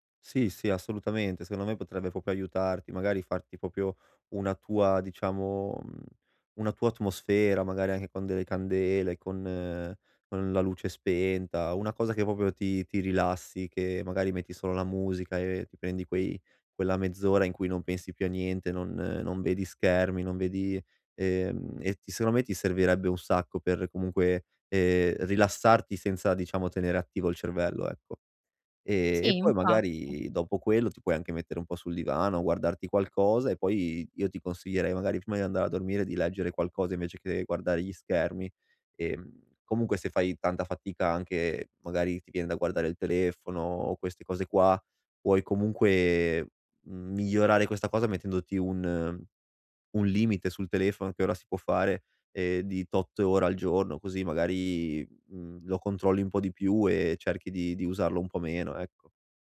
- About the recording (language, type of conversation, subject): Italian, advice, Come posso spegnere gli schermi la sera per dormire meglio senza arrabbiarmi?
- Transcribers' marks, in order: "proprio" said as "propio"; "proprio" said as "propio"; "proprio" said as "popio"